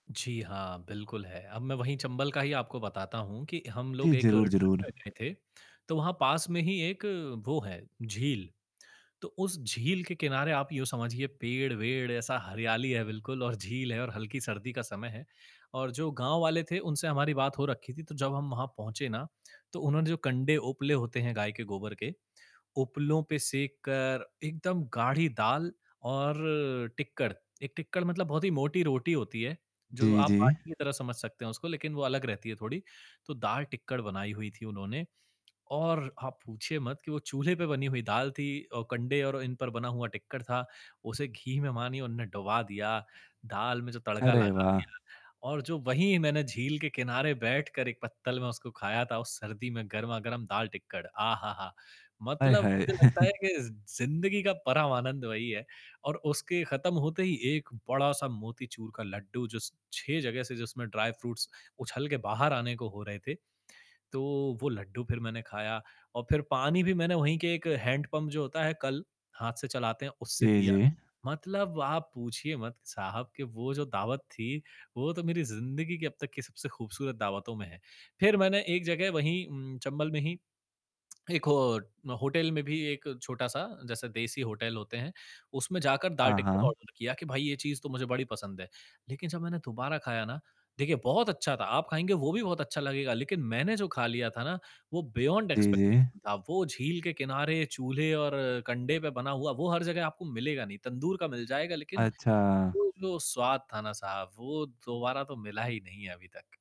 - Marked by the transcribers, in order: static; distorted speech; in English: "ट्रिप"; tapping; chuckle; in English: "ड्राई फ्रूट्स"; in English: "हैंड पंप"; other background noise; tongue click; in English: "ऑर्डर"; in English: "बियोंड एक्सपेक्टेशन"
- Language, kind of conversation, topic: Hindi, podcast, स्थानीय खाने से जुड़ी आपकी कोई प्यारी या अजीब याद क्या है?